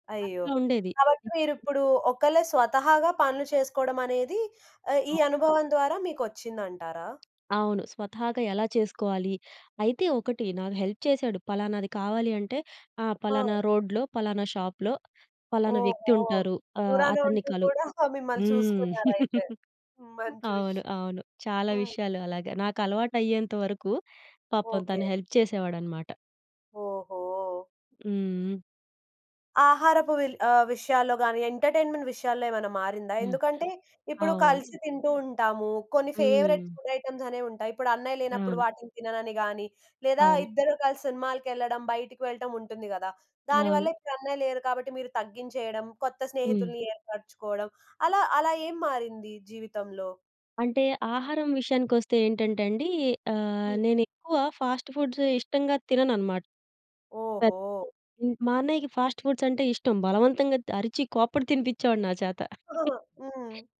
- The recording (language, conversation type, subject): Telugu, podcast, ఇంట్లో ఎవరో వెళ్లిపోవడం వల్ల మీలో ఏ మార్పు వచ్చింది?
- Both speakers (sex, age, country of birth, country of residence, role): female, 20-24, India, India, host; female, 30-34, India, India, guest
- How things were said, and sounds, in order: other noise; in English: "హెల్ప్"; in English: "రోడ్‌లో"; chuckle; giggle; in English: "హెల్ప్"; in English: "ఎంటర్‌టైన్‌మెంట్"; in English: "ఫేవరెట్ ఫుడ్ ఐటెమ్స్"; in English: "ఫాస్ట్ ఫుడ్స్"; in English: "ఫాస్ట్"; chuckle